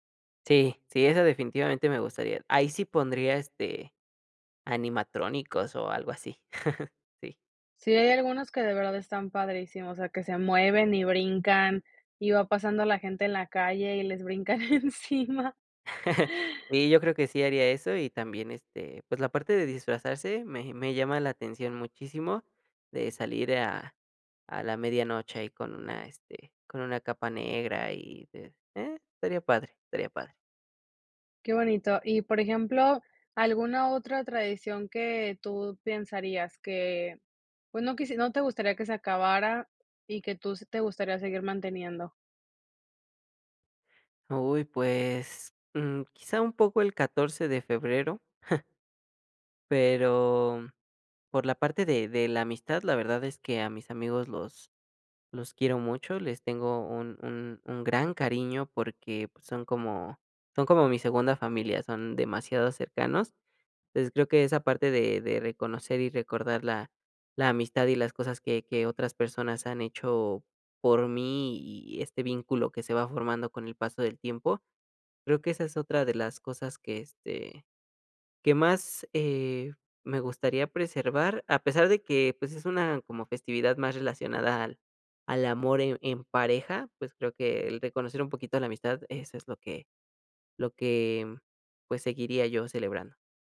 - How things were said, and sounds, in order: chuckle; laughing while speaking: "y les brincan encima"; chuckle; giggle
- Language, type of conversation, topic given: Spanish, podcast, ¿Has cambiado alguna tradición familiar con el tiempo? ¿Cómo y por qué?